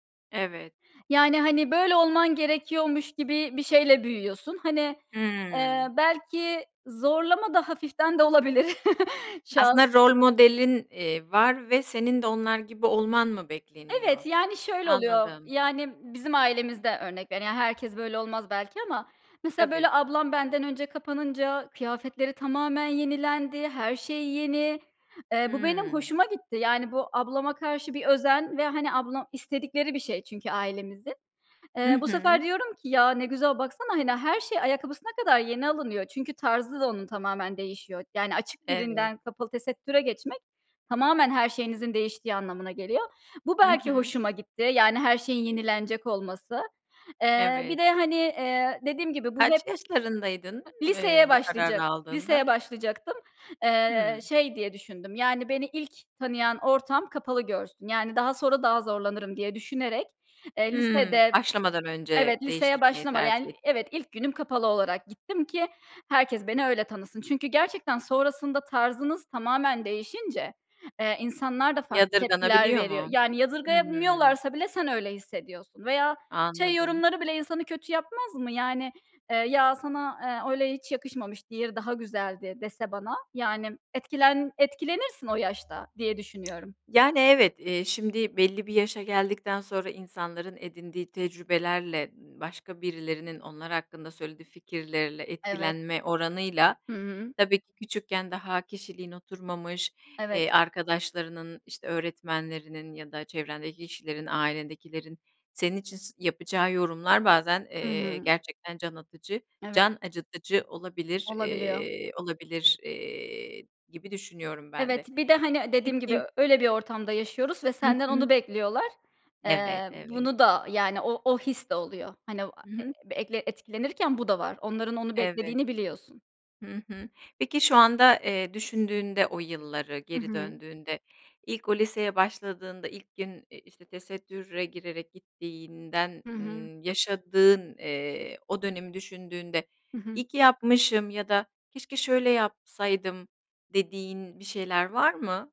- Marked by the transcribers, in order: other background noise; chuckle
- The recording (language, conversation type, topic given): Turkish, podcast, Tarzın zaman içinde nasıl değişti ve neden böyle oldu?